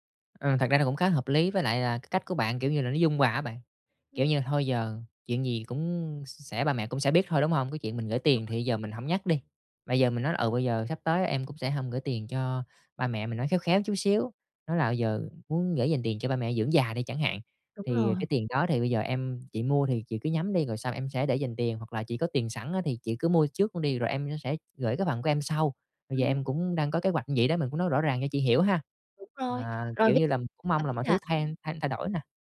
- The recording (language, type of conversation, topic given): Vietnamese, advice, Làm sao để nói chuyện khi xảy ra xung đột về tiền bạc trong gia đình?
- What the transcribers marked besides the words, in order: unintelligible speech; tapping; unintelligible speech